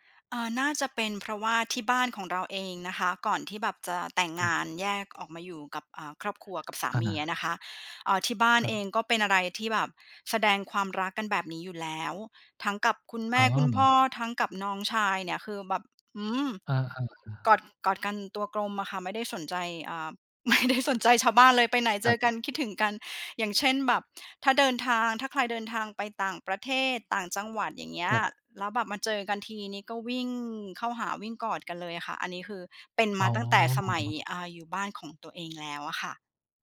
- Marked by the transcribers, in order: laughing while speaking: "ไม่ได้"
- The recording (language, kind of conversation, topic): Thai, podcast, คุณกับคนในบ้านมักแสดงความรักกันแบบไหน?